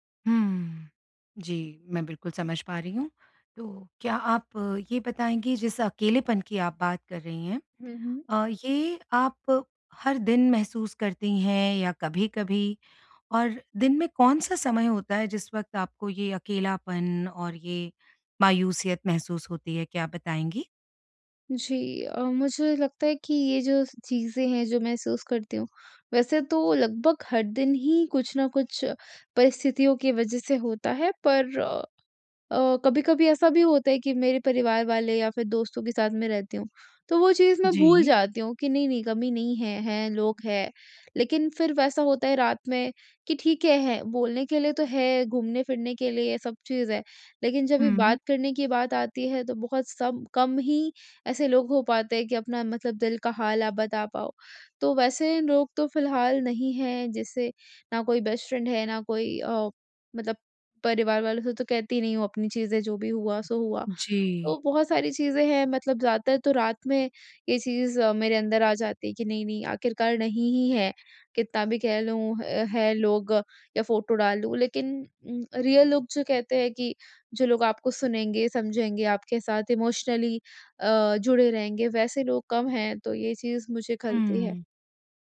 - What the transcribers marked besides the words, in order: in English: "बेस्ट फ्रेंड"; in English: "रियल"; in English: "इमोशनली"
- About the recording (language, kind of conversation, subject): Hindi, advice, ब्रेकअप के बाद मैं अकेलापन कैसे संभालूँ और खुद को फिर से कैसे पहचानूँ?